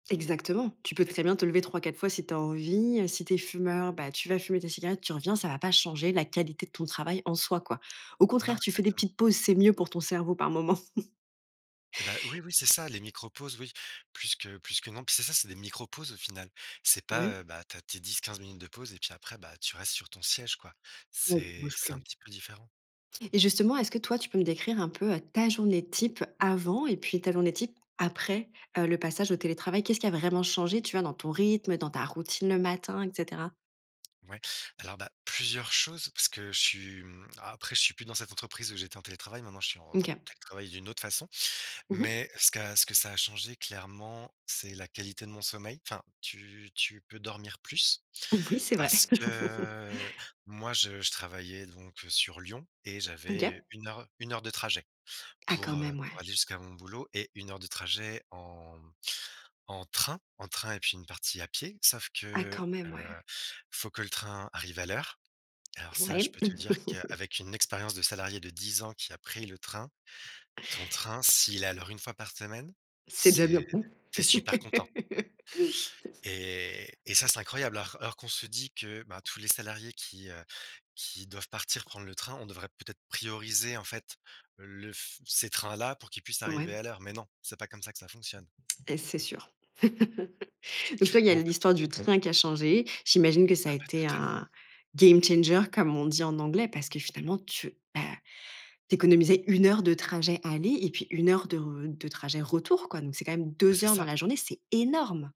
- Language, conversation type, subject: French, podcast, Comment le télétravail a-t-il changé ta vie professionnelle ?
- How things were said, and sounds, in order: chuckle; laughing while speaking: "Oui, c'est vrai"; drawn out: "que"; laugh; laugh; tapping; laugh; in English: "game changer"; stressed: "deux"; stressed: "énorme"